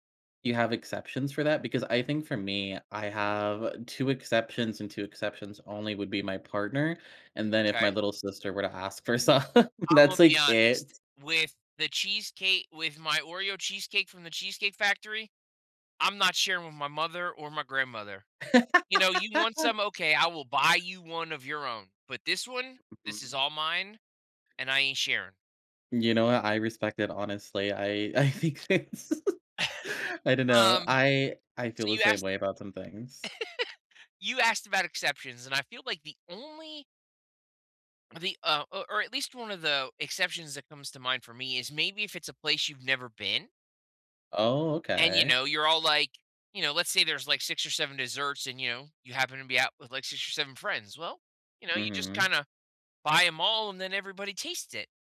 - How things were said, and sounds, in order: laughing while speaking: "some"; laugh; other background noise; chuckle; laughing while speaking: "I think it's"; laugh
- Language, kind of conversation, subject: English, unstructured, How should I split a single dessert or shared dishes with friends?